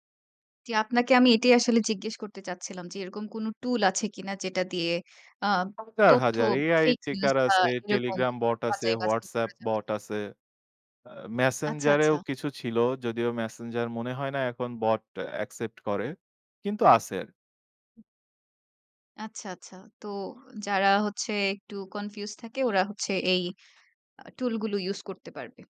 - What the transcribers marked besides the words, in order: none
- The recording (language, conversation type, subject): Bengali, podcast, তুমি কীভাবে ভুয়া খবর শনাক্ত করো?